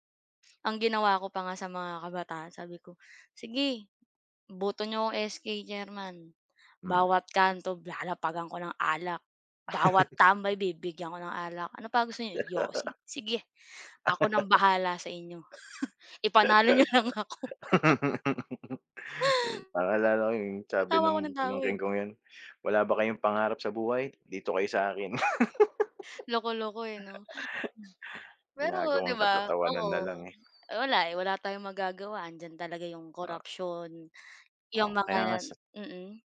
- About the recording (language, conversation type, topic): Filipino, unstructured, Ano ang epekto ng korupsiyon sa pamahalaan sa ating bansa?
- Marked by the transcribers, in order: laugh; laugh; laugh; chuckle; laughing while speaking: "lang ako"; laugh